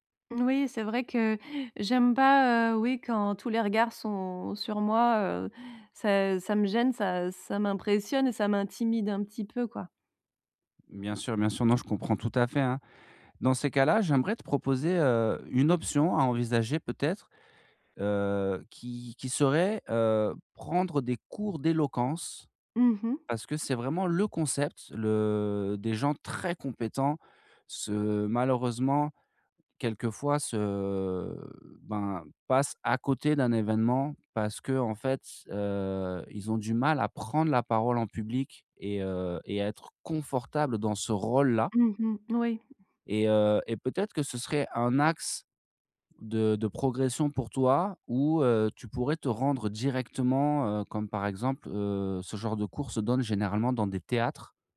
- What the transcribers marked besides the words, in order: stressed: "très compétents"; drawn out: "se"
- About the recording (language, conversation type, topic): French, advice, Comment réduire rapidement une montée soudaine de stress au travail ou en public ?